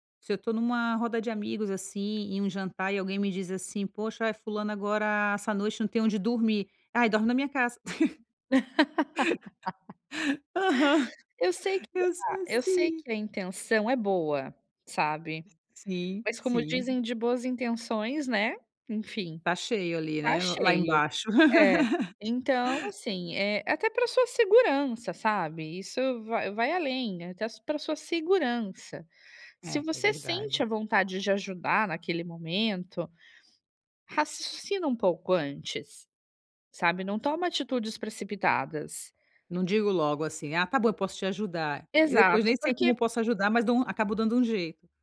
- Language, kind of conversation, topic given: Portuguese, advice, Como posso estabelecer limites saudáveis ao começar um novo relacionamento?
- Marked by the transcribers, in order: other background noise; laugh; chuckle; laugh; "raciocina" said as "rassocina"